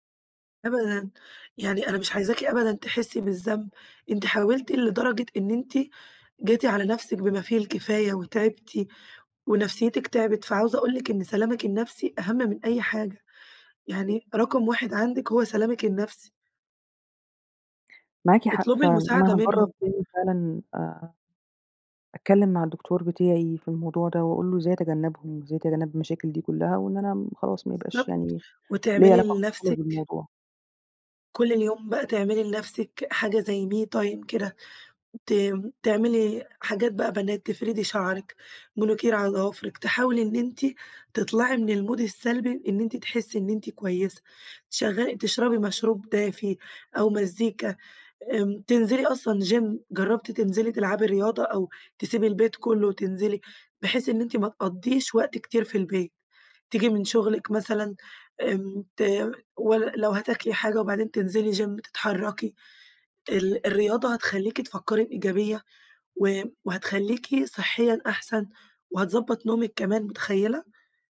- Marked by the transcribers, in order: in English: "me time"; in English: "Gym"; in English: "Gym"
- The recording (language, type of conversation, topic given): Arabic, advice, إزاي اعتمادك الزيادة على أدوية النوم مأثر عليك؟
- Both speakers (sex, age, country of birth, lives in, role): female, 20-24, Egypt, Greece, advisor; female, 30-34, United Arab Emirates, Egypt, user